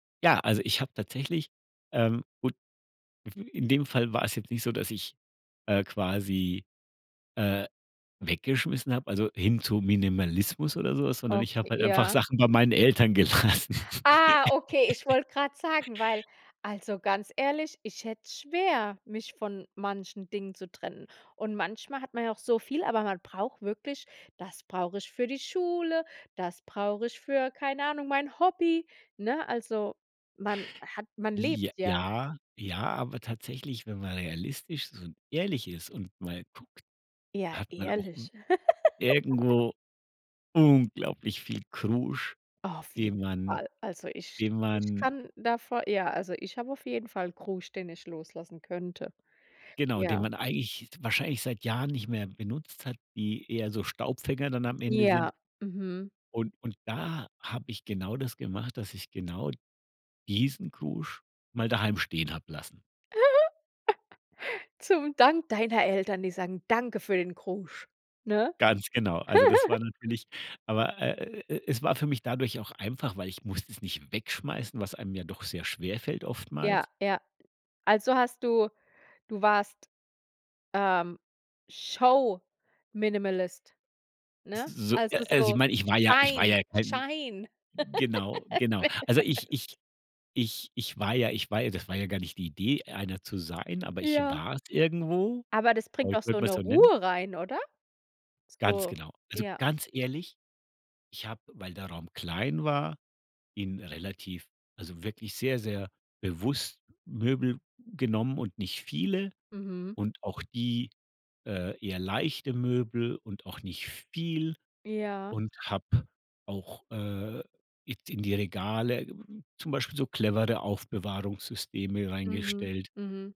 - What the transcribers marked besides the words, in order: laughing while speaking: "gelassen"; laugh; laugh; stressed: "unglaublich"; chuckle; chuckle; other background noise; in English: "Show Minimalist"; laugh; laughing while speaking: "Minimalist"
- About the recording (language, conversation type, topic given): German, podcast, Welche Tipps hast du für mehr Ordnung in kleinen Räumen?